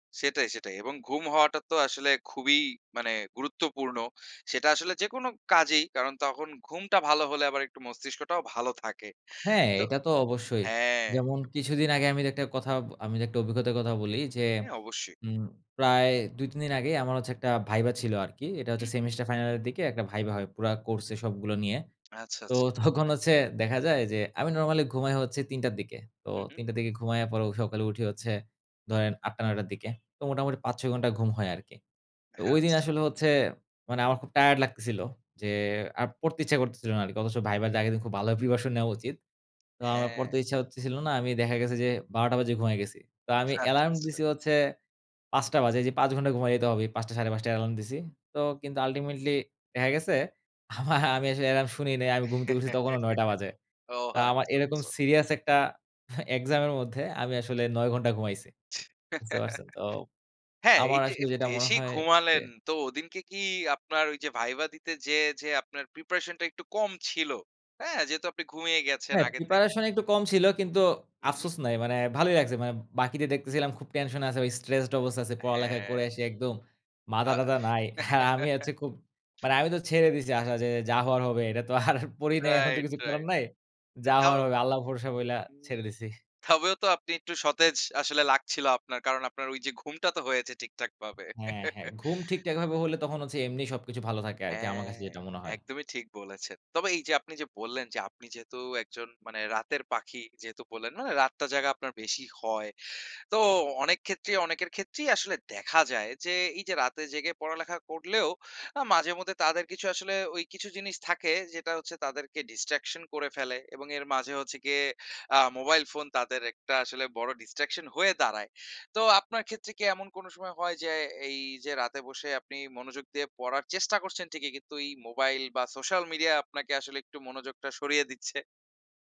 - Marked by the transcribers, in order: laugh; laughing while speaking: "আমা আমি আসলে এলার্ম শুনি নাই"; laughing while speaking: "ও আচ্ছা আচ্ছা"; laughing while speaking: "একটা এক্সাম"; laugh; in English: "স্ট্রেসড"; laughing while speaking: "আর আমি হচ্ছে খুব মানে … আর পড়ি নাই"; laugh; tapping; laugh; in English: "ডিস্ট্রাকশন"; in English: "ডিস্ট্রাকশন"
- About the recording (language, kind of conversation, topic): Bengali, podcast, আপনি কীভাবে নিয়মিত পড়াশোনার অভ্যাস গড়ে তোলেন?